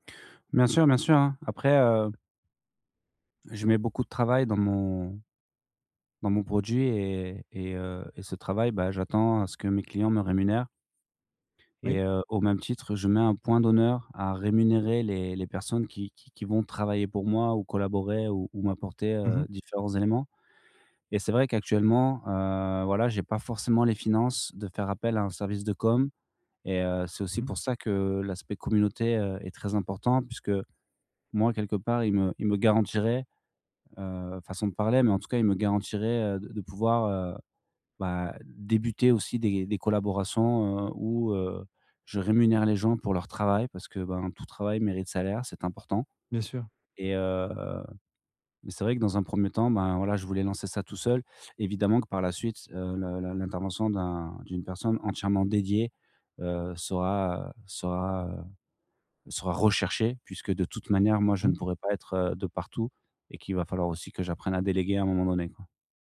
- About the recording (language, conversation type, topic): French, advice, Comment puis-je réduire mes attentes pour avancer dans mes projets créatifs ?
- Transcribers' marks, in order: other background noise; "communication" said as "com"; tapping; drawn out: "heu"; stressed: "dédiée"; stressed: "recherchée"